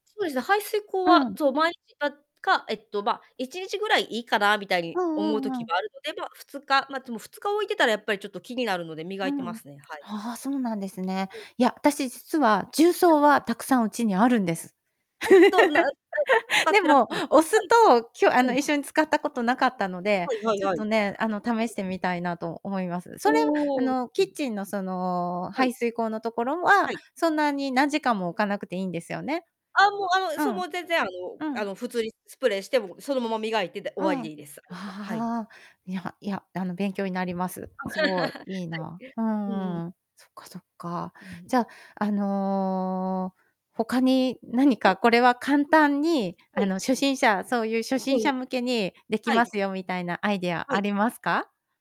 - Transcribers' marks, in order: tapping; distorted speech; laugh; unintelligible speech; unintelligible speech; other background noise; laugh
- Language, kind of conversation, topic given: Japanese, podcast, 普段の買い物で環境にやさしい選択は何ですか？